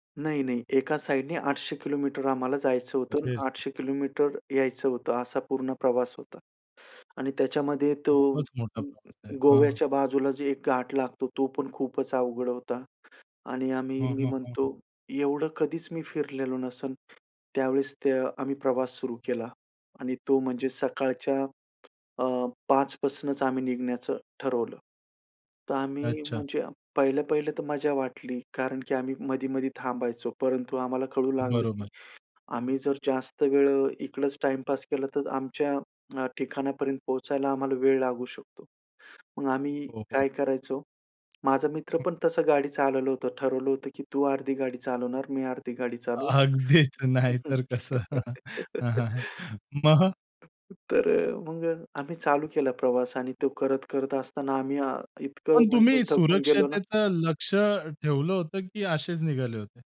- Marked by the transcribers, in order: tapping; other background noise; laughing while speaking: "अगदीच, नाही तर कसं"; chuckle; laughing while speaking: "मग?"; chuckle
- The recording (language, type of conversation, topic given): Marathi, podcast, एकट्याने प्रवास करताना सुरक्षित वाटण्यासाठी तू काय करतोस?